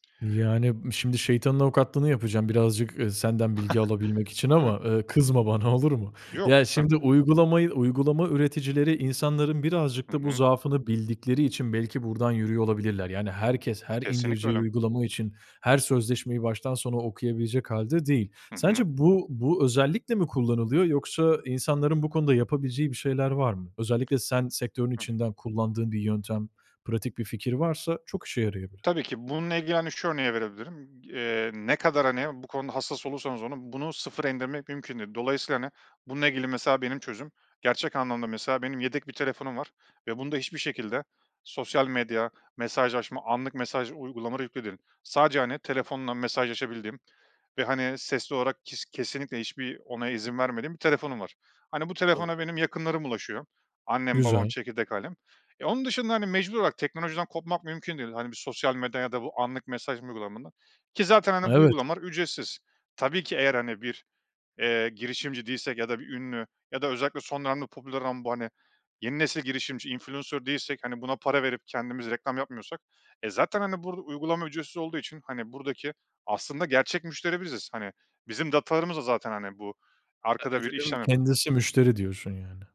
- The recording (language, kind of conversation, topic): Turkish, podcast, Yeni bir teknolojiyi denemeye karar verirken nelere dikkat ediyorsun?
- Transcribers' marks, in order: chuckle; other background noise; unintelligible speech; in English: "influencer"; unintelligible speech